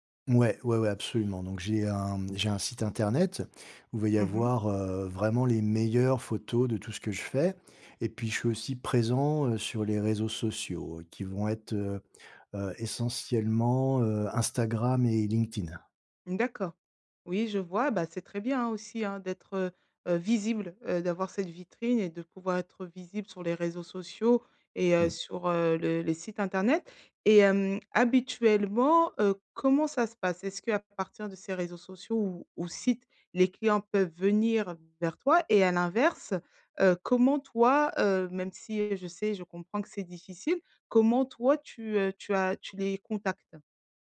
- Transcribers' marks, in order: other background noise
- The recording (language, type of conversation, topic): French, advice, Comment puis-je atteindre et fidéliser mes premiers clients ?